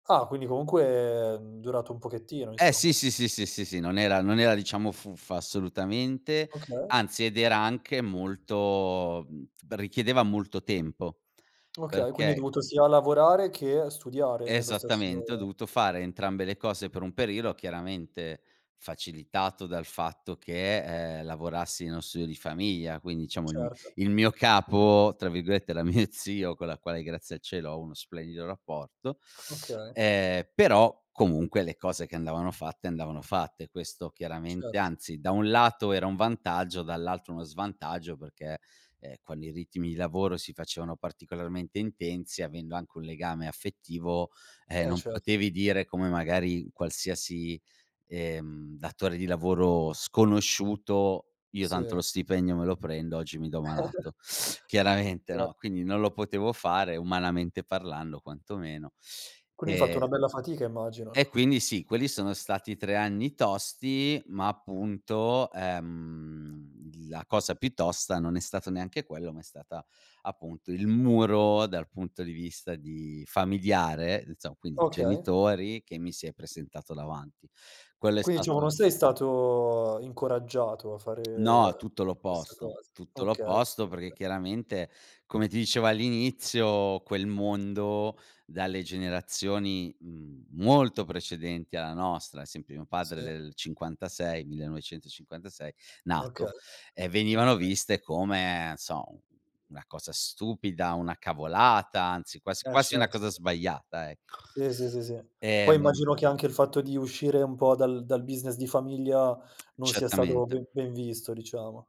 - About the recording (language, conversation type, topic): Italian, podcast, Alla fine, segui il cuore o la testa quando scegli la direzione della tua vita?
- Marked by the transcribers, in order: drawn out: "comunque"; drawn out: "molto"; tapping; laughing while speaking: "mio"; laughing while speaking: "Okay"; chuckle; drawn out: "ehm"; "Quindi" said as "quini"; "diciamo" said as "iciamo"; drawn out: "stato"; tongue click; unintelligible speech; stressed: "molto"; laughing while speaking: "ecco"; in English: "business"; other background noise